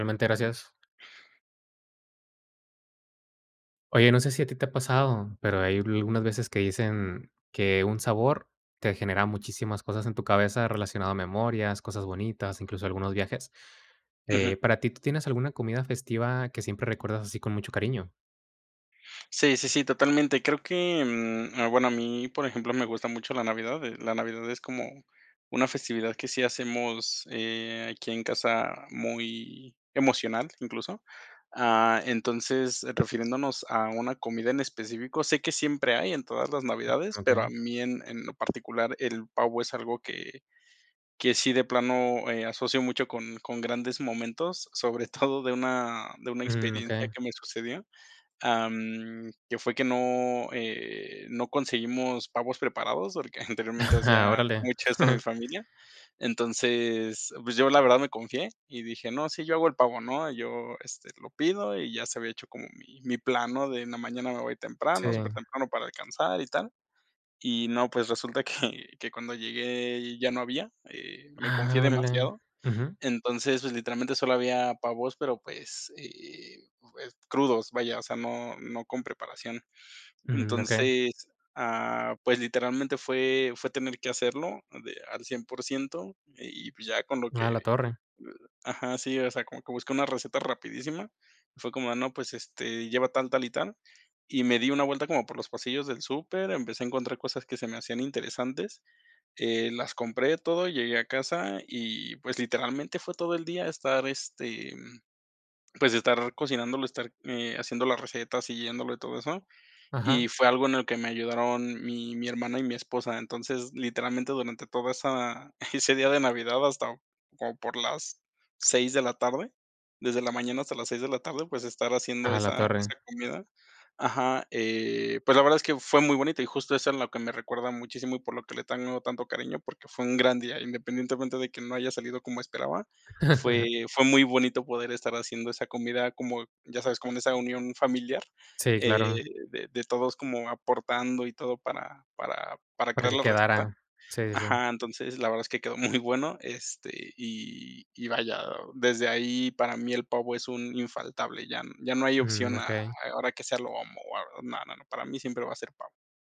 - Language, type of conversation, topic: Spanish, podcast, ¿Qué comida festiva recuerdas siempre con cariño y por qué?
- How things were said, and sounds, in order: tapping; chuckle; chuckle; chuckle; laugh; chuckle